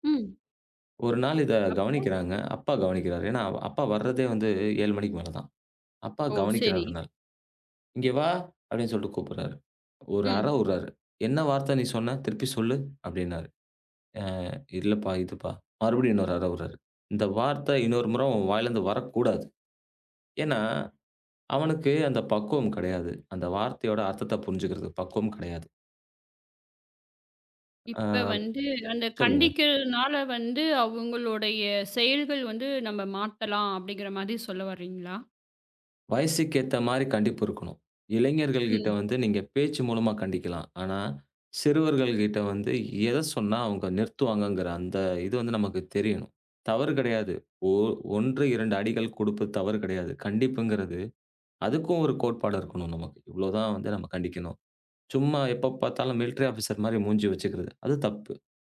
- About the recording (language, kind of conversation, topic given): Tamil, podcast, இளைஞர்களை சமுதாயத்தில் ஈடுபடுத்த என்ன செய்யலாம்?
- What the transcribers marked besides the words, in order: tapping; drawn out: "ஆ"; in English: "மிலிட்டரி ஆஃபீஸர்"